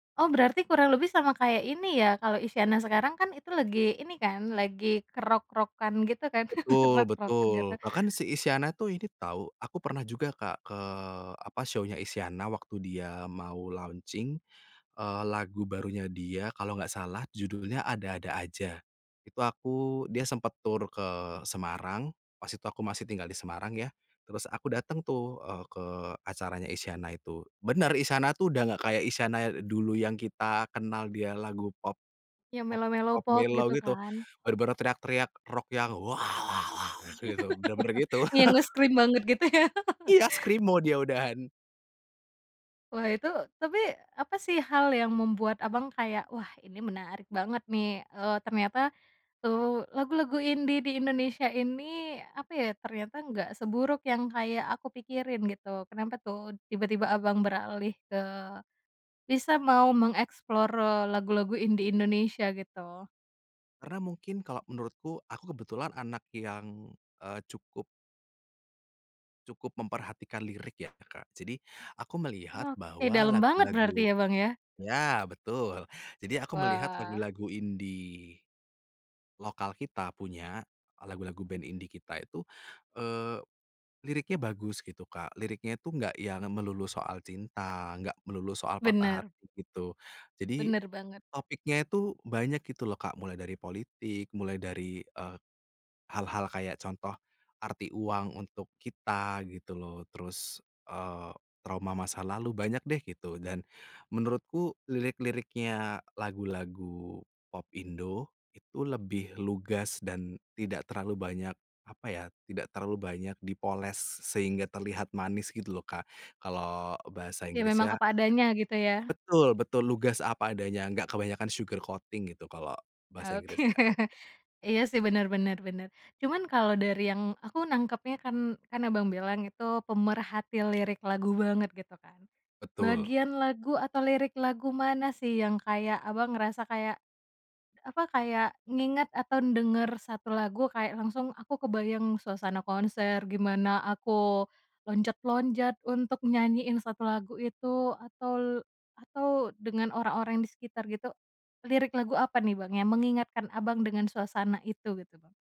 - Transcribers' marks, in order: laugh; in English: "show-nya"; in English: "launching"; in English: "mellow"; put-on voice: "waw waw waw waw"; laugh; in English: "nge-scream"; chuckle; laughing while speaking: "ya?"; other background noise; in English: "sugar coating"; laughing while speaking: "Oke"
- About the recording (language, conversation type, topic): Indonesian, podcast, Lagu apa yang langsung mengingatkan kamu pada konser atau festival?